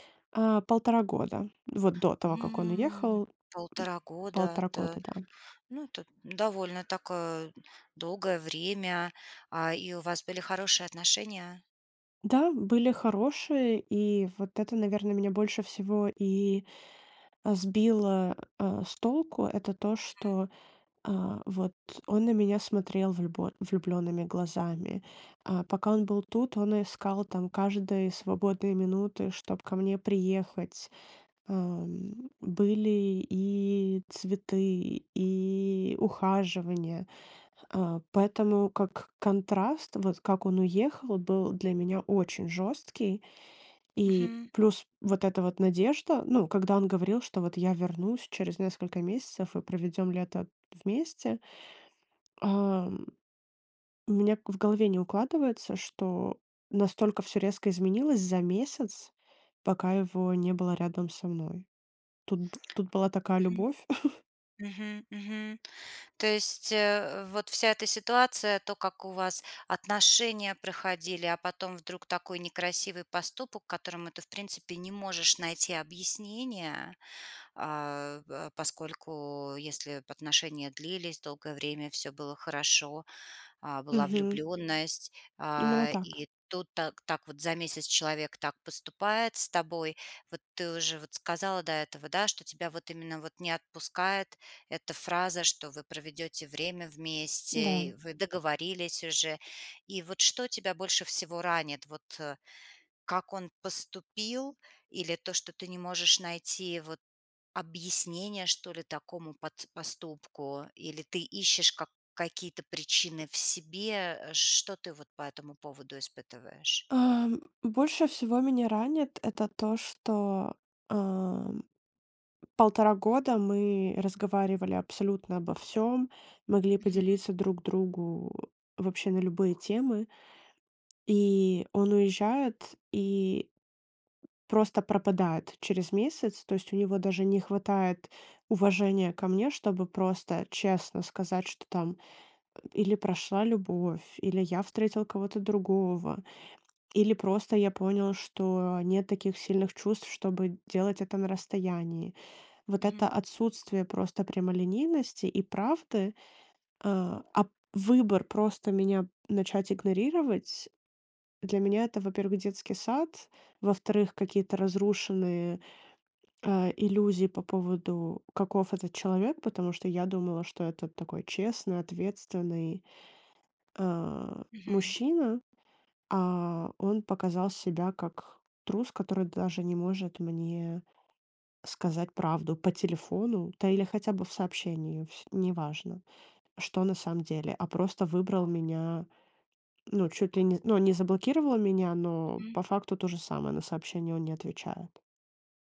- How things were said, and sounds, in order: tapping; other background noise; laugh
- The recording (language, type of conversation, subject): Russian, advice, Почему мне так трудно отпустить человека после расставания?